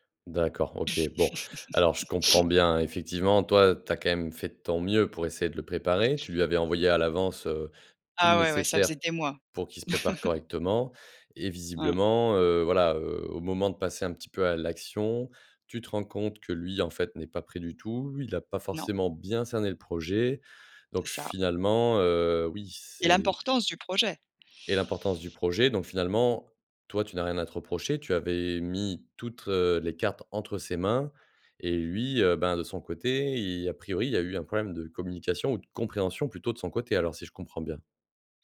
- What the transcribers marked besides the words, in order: laugh; chuckle
- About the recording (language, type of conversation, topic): French, advice, Comment puis-je mieux poser des limites avec mes collègues ou mon responsable ?